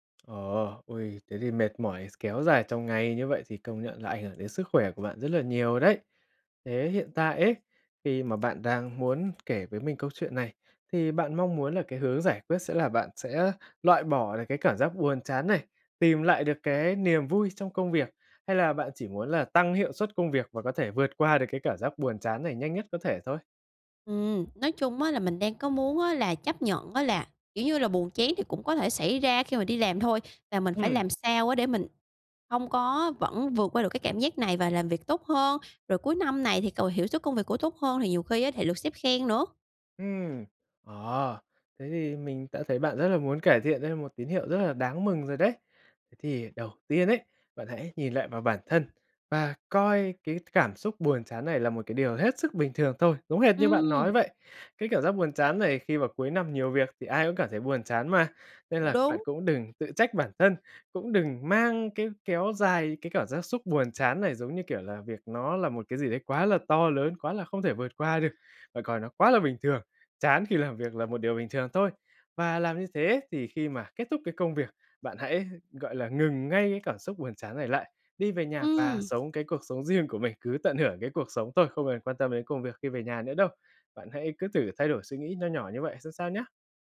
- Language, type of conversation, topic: Vietnamese, advice, Làm sao để chấp nhận cảm giác buồn chán trước khi bắt đầu làm việc?
- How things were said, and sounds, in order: tapping; other background noise